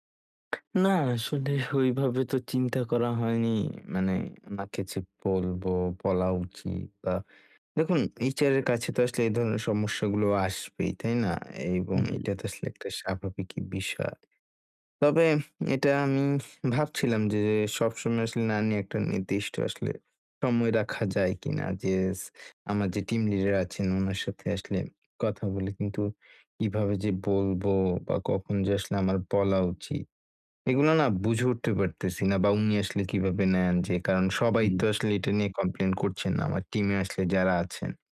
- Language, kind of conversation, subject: Bengali, advice, কাজের সময় বিভ্রান্তি কমিয়ে কীভাবে একটিমাত্র কাজে মনোযোগ ধরে রাখতে পারি?
- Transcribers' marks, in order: tapping